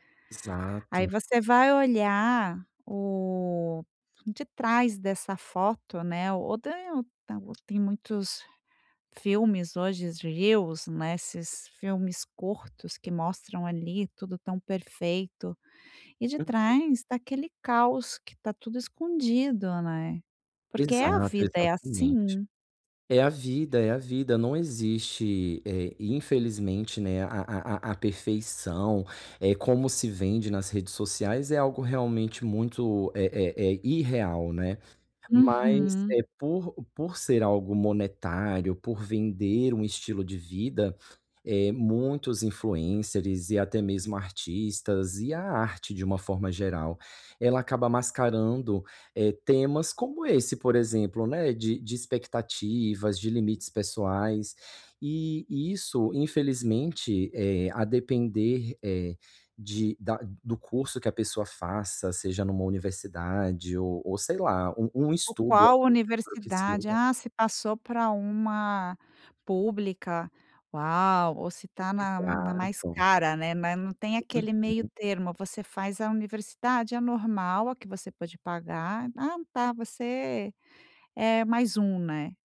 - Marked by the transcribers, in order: tapping
- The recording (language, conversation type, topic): Portuguese, advice, Como posso lidar com a pressão social ao tentar impor meus limites pessoais?